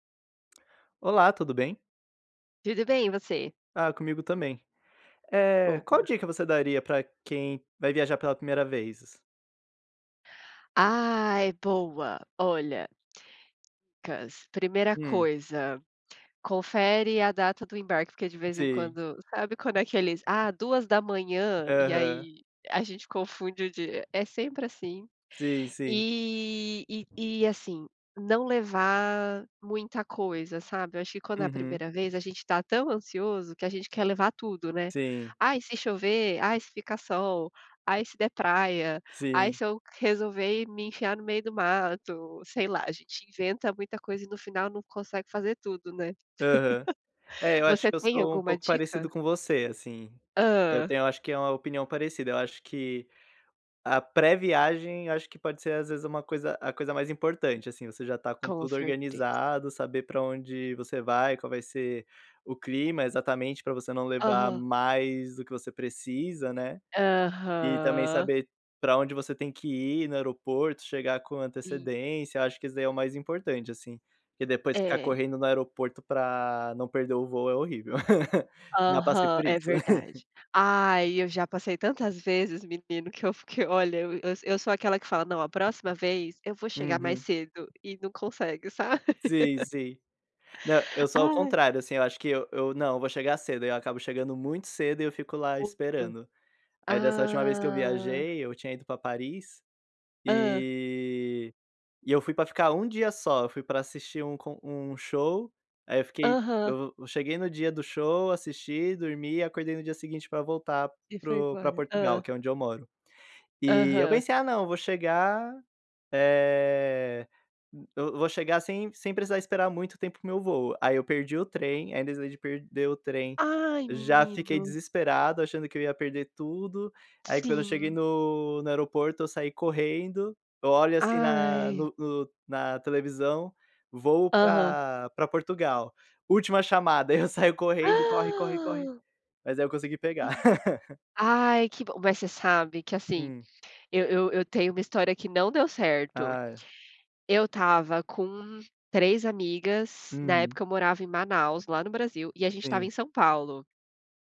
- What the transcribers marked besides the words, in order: unintelligible speech; laugh; laugh; laughing while speaking: "sabe"; unintelligible speech; unintelligible speech; tapping; laughing while speaking: "aí eu saio"; surprised: "Ah!"; laugh
- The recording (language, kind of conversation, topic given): Portuguese, unstructured, Qual dica você daria para quem vai viajar pela primeira vez?